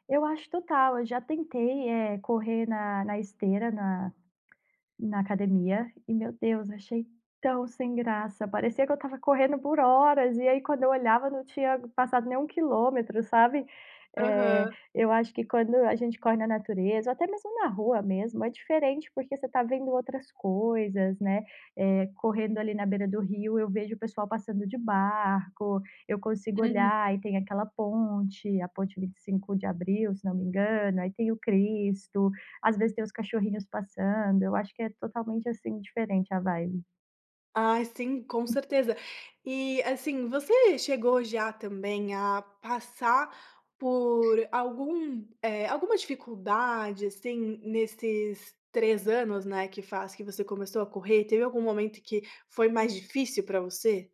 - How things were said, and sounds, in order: tapping; in English: "vibe"; other background noise
- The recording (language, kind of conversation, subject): Portuguese, podcast, Que atividade ao ar livre te recarrega mais rápido?